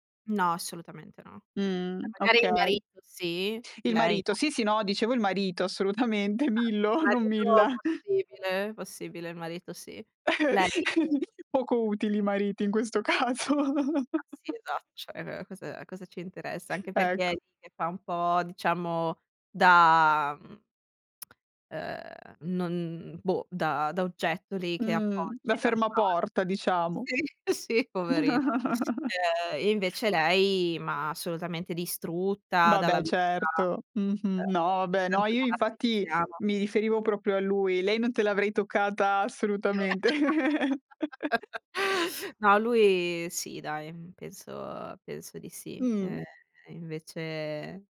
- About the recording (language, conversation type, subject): Italian, podcast, Quale oggetto di famiglia conservi con più cura e perché?
- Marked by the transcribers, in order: "Cioè" said as "Ce"; laughing while speaking: "Millo, non Milla"; chuckle; laughing while speaking: "Poco utili i mariti in questo caso"; chuckle; "cioè" said as "ceh"; other noise; laughing while speaking: "Sì, sì, poverino"; laugh; laugh; laugh; sniff